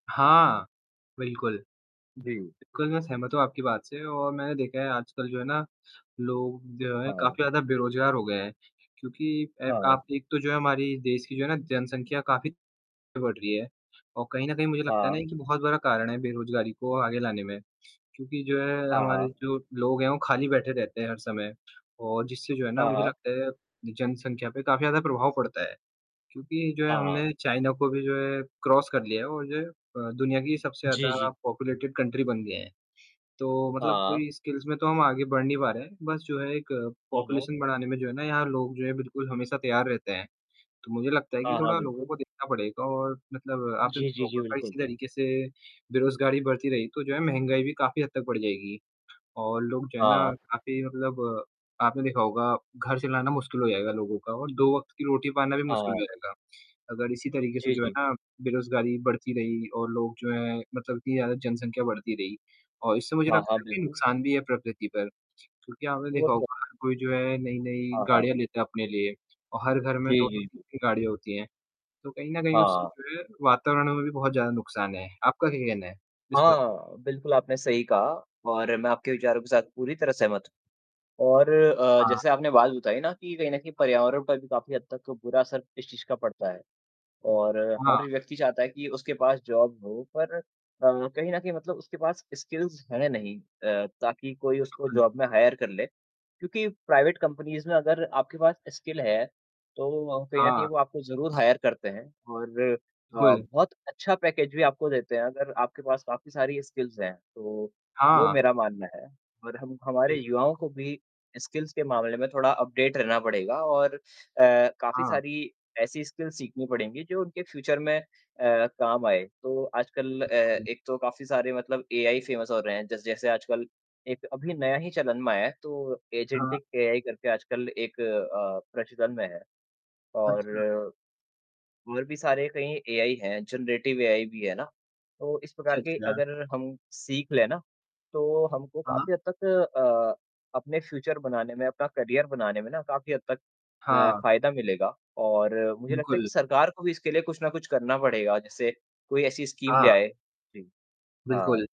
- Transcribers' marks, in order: tapping; other background noise; distorted speech; in English: "क्रॉस"; in English: "पॉपुलेटेड कंट्री"; in English: "स्किल्स"; in English: "पॉपुलेशन"; in English: "जॉब"; in English: "स्किल्स"; in English: "जॉब"; in English: "हायर"; in English: "प्राइवेट कंपनीज़"; in English: "स्किल"; in English: "हायर"; in English: "पैकेज"; in English: "स्किल्स"; in English: "स्किल्स"; in English: "अपडेट"; in English: "स्किल्स"; in English: "फ्यूचर"; in English: "फेमस"; in English: "जनरेटिव एआई"; in English: "फ्यूचर"; in English: "करियर"; in English: "स्कीम"
- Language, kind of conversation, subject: Hindi, unstructured, क्या आपको लगता है कि रोबोट हमारे काम छीन सकते हैं?